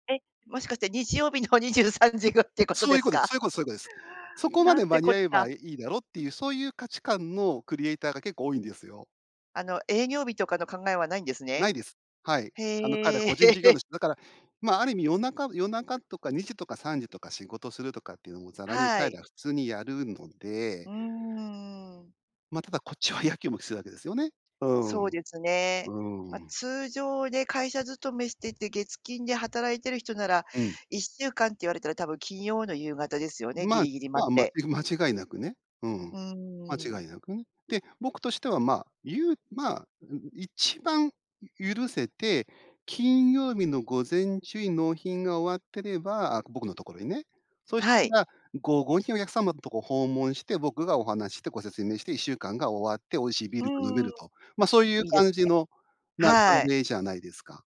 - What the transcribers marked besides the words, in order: laughing while speaking: "にじゅうさんじ ご、ってことですか？"; laugh; unintelligible speech
- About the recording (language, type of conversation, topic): Japanese, podcast, 完璧主義とどう付き合っていますか？